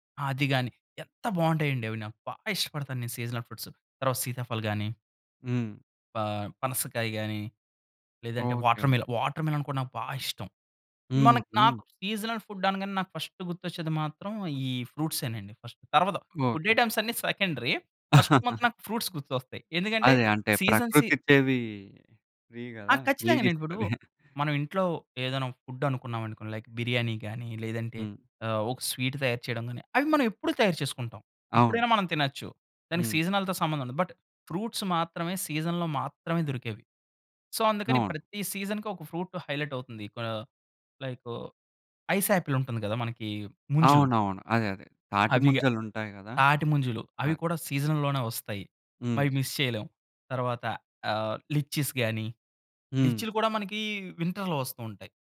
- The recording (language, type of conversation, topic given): Telugu, podcast, సీజనల్ పదార్థాల రుచిని మీరు ఎలా ఆస్వాదిస్తారు?
- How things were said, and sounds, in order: stressed: "ఎంత"; stressed: "బా"; in English: "సీజనల్ ఫ్రూట్స్"; in English: "వాటర్‌మెల వాటర్‌మెలన్"; stressed: "బా"; in English: "సీజనల్ ఫుడ్"; in English: "ఫస్ట్"; in English: "ఫుడ్ ఐటెమ్స్"; in English: "సెకండరీ. ఫస్ట్"; chuckle; in English: "ఫ్రూట్స్"; in English: "సీజన్"; in English: "ఫ్రీ"; in English: "ఫ్రీగిస్తది"; chuckle; in English: "లైక్"; in English: "స్వీట్"; in English: "సీజనల్‌తో"; in English: "బట్ ఫ్రూట్స్"; in English: "సీజన్‌లో"; in English: "సో"; in English: "సీజన్‌కి"; in English: "హైలైట్"; other noise; in English: "సీజన్‌ల్లోనే"; in English: "మిస్"; in English: "లిచ్చిస్"; in English: "వింటర్‌లో"